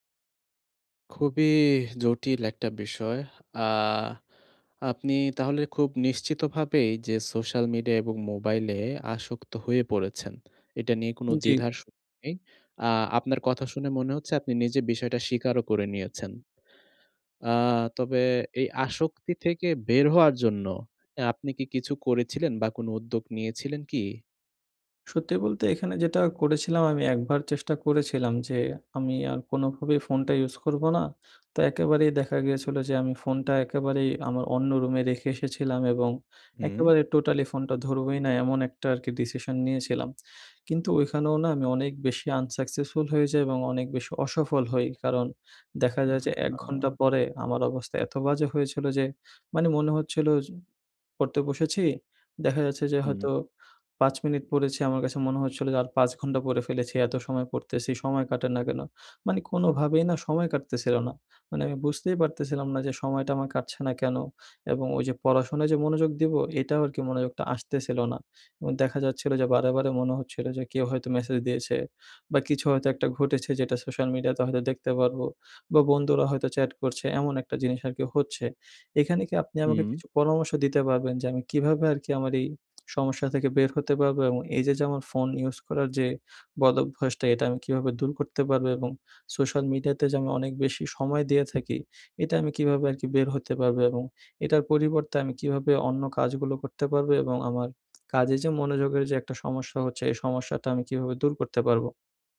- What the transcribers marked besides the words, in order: other noise; other background noise; lip smack; lip smack; lip smack
- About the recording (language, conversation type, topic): Bengali, advice, কাজের সময় ফোন ও সামাজিক মাধ্যম বারবার আপনাকে কীভাবে বিভ্রান্ত করে?